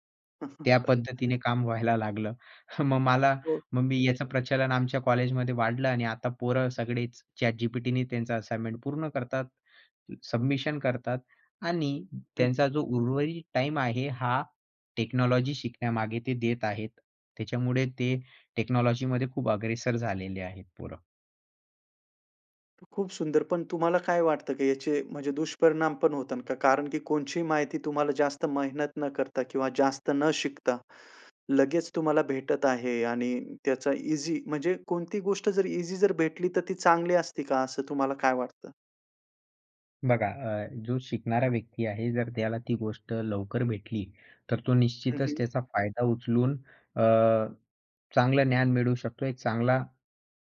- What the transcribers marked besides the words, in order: chuckle; chuckle; other noise; in English: "असाइनमेंट"; in English: "टेक्नॉलॉजी"; in English: "टेक्नॉलॉजीमध्ये"; "होतात" said as "होतान"
- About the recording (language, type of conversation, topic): Marathi, podcast, शैक्षणिक माहितीचा सारांश तुम्ही कशा पद्धतीने काढता?